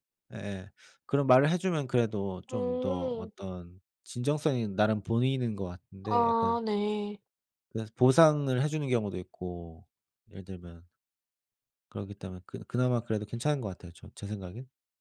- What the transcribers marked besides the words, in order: none
- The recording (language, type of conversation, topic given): Korean, unstructured, 인기 있는 유튜버가 부적절한 행동을 했을 때 어떻게 생각하시나요?